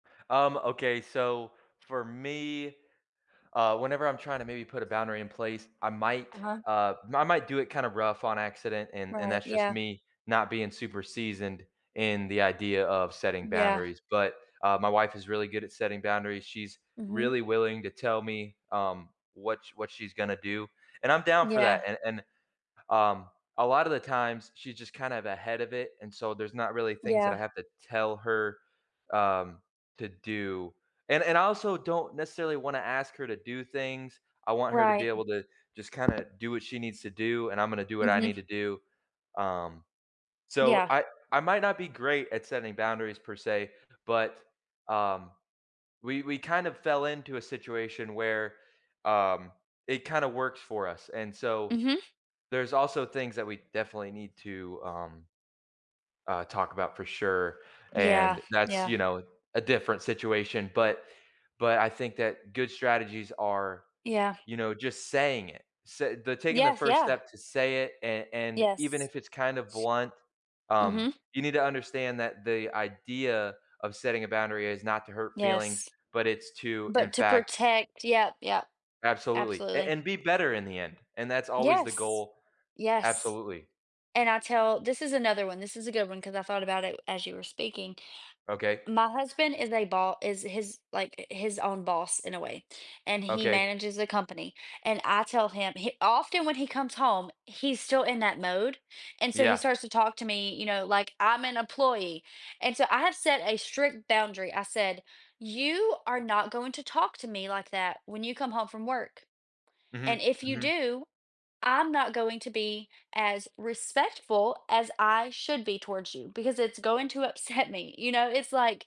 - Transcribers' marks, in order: other background noise; tapping; laughing while speaking: "upset"
- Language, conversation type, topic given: English, unstructured, How do clear boundaries contribute to healthier relationships and greater self-confidence?
- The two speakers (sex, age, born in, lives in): female, 25-29, United States, United States; male, 20-24, United States, United States